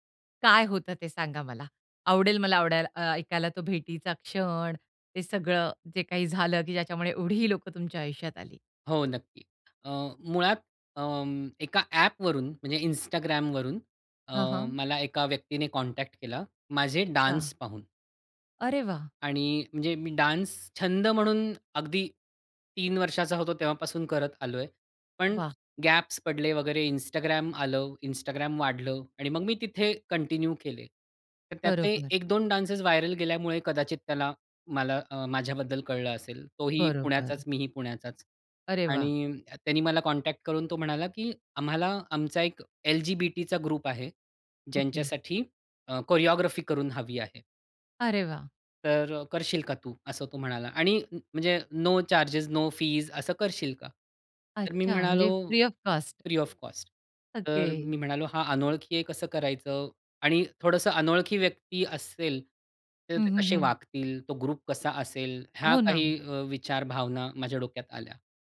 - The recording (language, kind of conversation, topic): Marathi, podcast, छंदांमुळे तुम्हाला नवीन ओळखी आणि मित्र कसे झाले?
- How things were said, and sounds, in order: joyful: "एवढी लोकं तुमच्या आयुष्यात आली?"; in English: "कॉन्टॅक्ट"; in English: "डान्स"; surprised: "अरे वाह!"; in English: "डान्स"; in English: "कंटिन्यू"; in English: "डान्सेस व्हायरल"; in English: "कॉन्टॅक्ट"; in English: "ग्रुप"; in English: "कोरिओग्राफी"; in English: "नो चार्जेस, नो फीस"; in English: "फ्री ऑफ कॉस्ट"; in English: "फ्री ऑफ कॉस्ट"; in English: "ग्रुप"